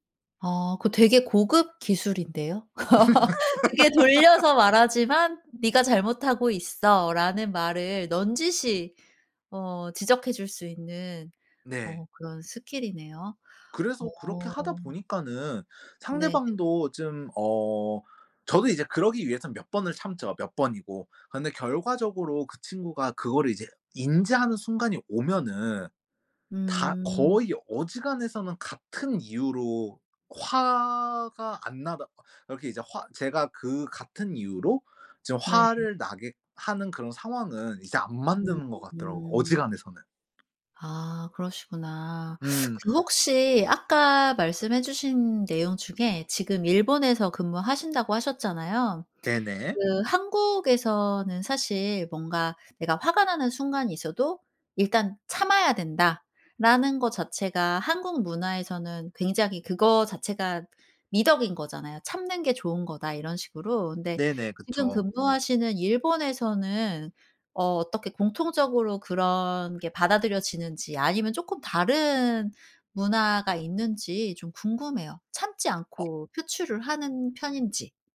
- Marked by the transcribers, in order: laugh; other noise; other background noise
- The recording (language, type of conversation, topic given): Korean, podcast, 솔직히 화가 났을 때는 어떻게 해요?